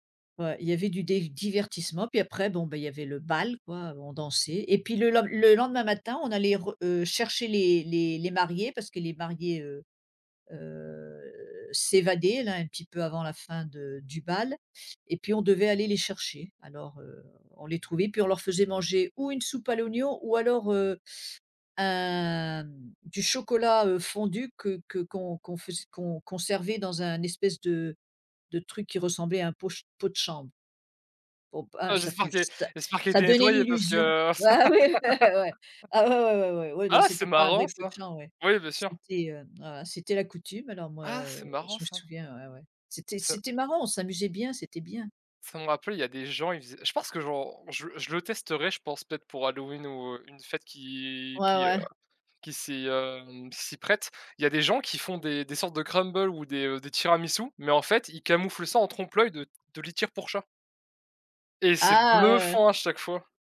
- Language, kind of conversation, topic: French, unstructured, Quels souvenirs d’enfance te rendent encore nostalgique aujourd’hui ?
- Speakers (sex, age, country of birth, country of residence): female, 65-69, France, United States; male, 20-24, France, France
- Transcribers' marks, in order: drawn out: "heu"; drawn out: "un"; laughing while speaking: "bah ouais oui"; laugh; joyful: "ah c'est marrant ça !"; joyful: "Ah c'est marrant ça !"; other background noise; stressed: "bluffant"